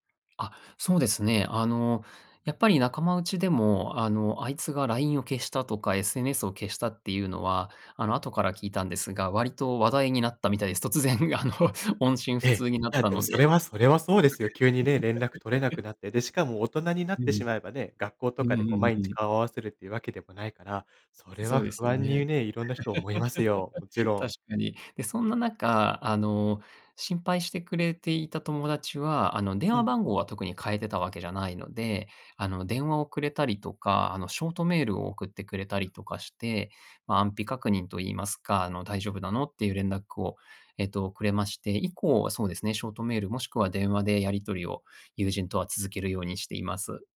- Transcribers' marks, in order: other noise; laughing while speaking: "突然あの"; unintelligible speech; giggle; laugh
- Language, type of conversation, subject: Japanese, podcast, 今、いちばん感謝していることは何ですか？